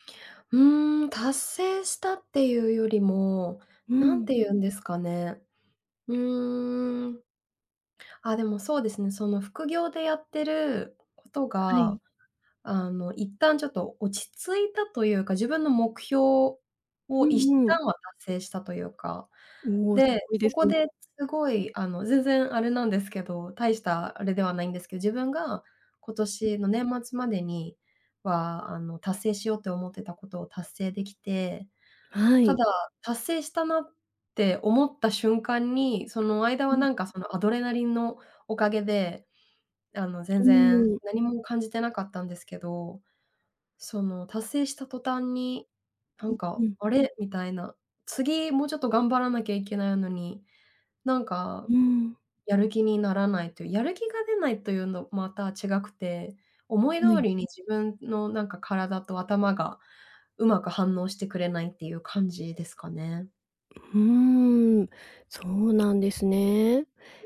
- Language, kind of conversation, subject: Japanese, advice, 燃え尽き感が強くて仕事や日常に集中できないとき、どうすれば改善できますか？
- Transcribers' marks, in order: none